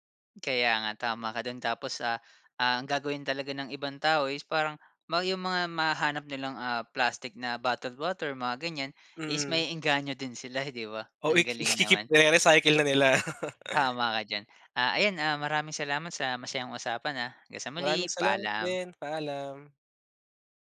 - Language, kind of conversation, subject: Filipino, podcast, Ano ang simpleng paraan para bawasan ang paggamit ng plastik sa araw-araw?
- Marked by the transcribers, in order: laugh